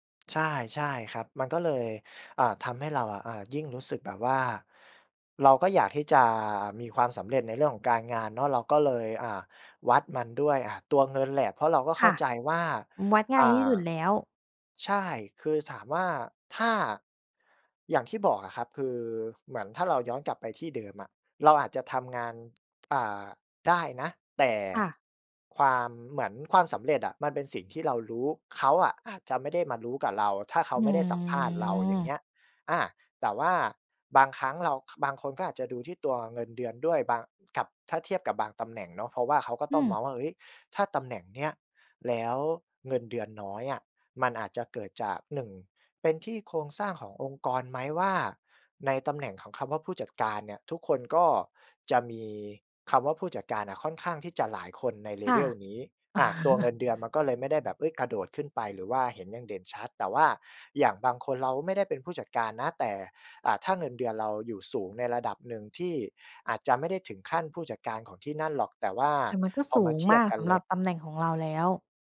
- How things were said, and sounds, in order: in English: "level"; chuckle
- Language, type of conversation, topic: Thai, podcast, คุณวัดความสำเร็จด้วยเงินเพียงอย่างเดียวหรือเปล่า?